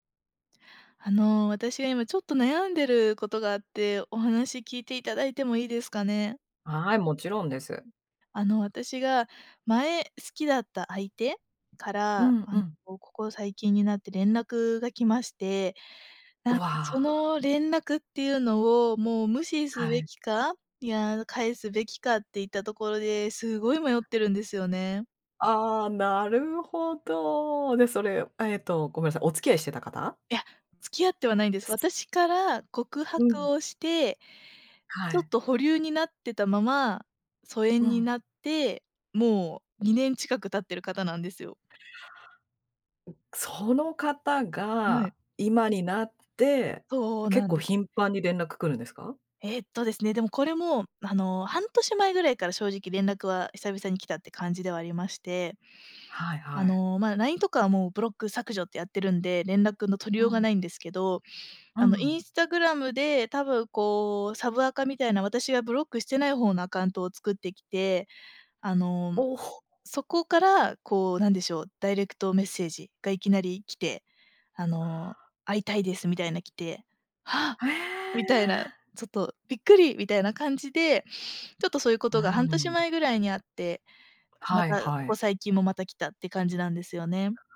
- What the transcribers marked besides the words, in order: other noise
- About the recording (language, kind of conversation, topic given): Japanese, advice, 相手からの連絡を無視すべきか迷っている